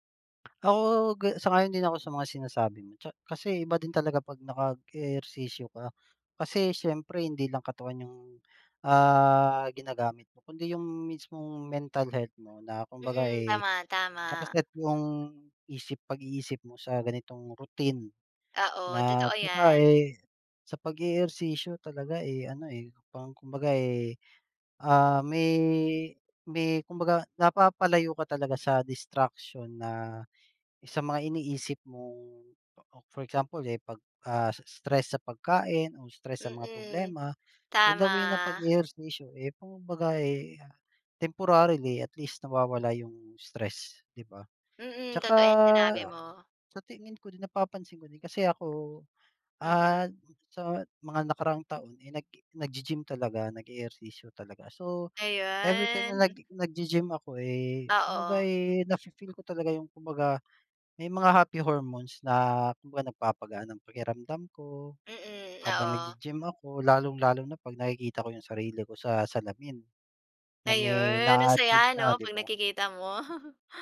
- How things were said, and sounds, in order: chuckle
- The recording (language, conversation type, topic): Filipino, unstructured, Ano ang pinakaepektibong paraan para simulan ang mas malusog na pamumuhay?